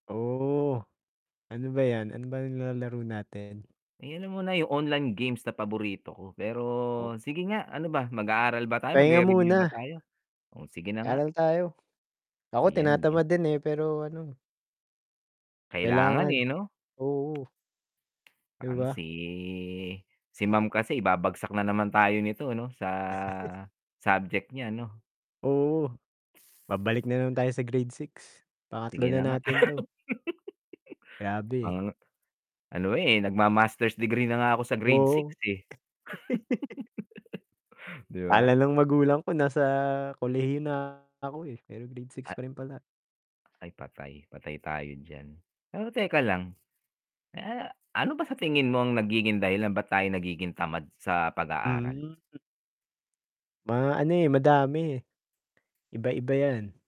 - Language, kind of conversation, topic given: Filipino, unstructured, Paano natin mahihikayat ang mga batang tamad mag-aral?
- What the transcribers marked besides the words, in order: tapping; distorted speech; other background noise; drawn out: "si"; chuckle; laugh; chuckle; giggle